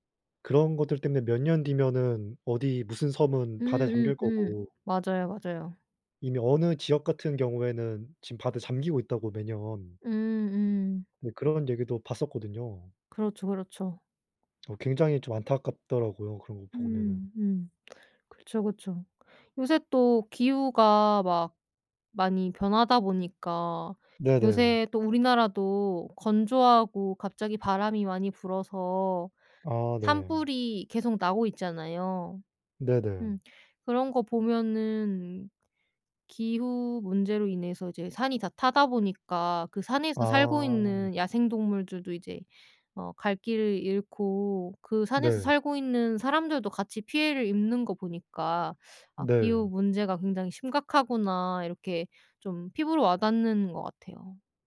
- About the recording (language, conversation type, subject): Korean, unstructured, 기후 변화로 인해 사라지는 동물들에 대해 어떻게 느끼시나요?
- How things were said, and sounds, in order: other background noise